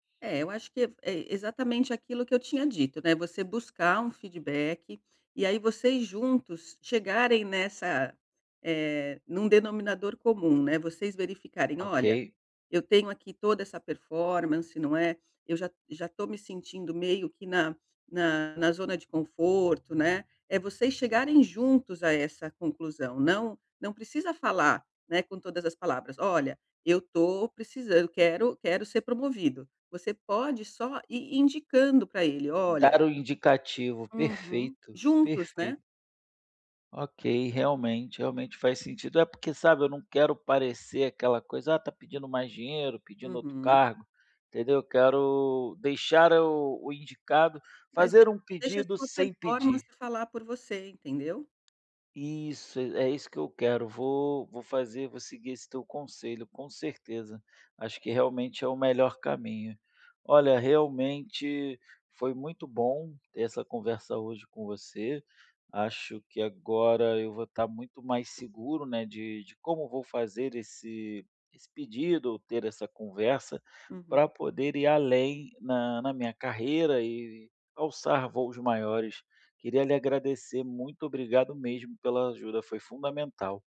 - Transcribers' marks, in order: tapping
- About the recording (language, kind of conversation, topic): Portuguese, advice, Como posso definir metas de carreira claras e alcançáveis?